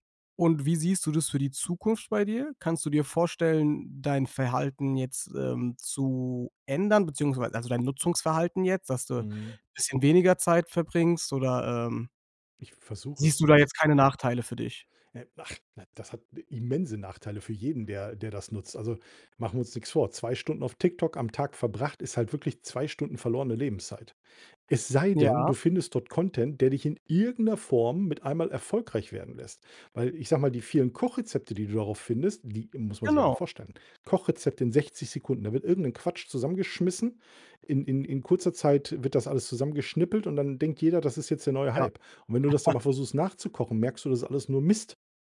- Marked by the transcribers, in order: chuckle; stressed: "Mist"
- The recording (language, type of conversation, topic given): German, podcast, Wie gehst du im Alltag mit Smartphone-Sucht um?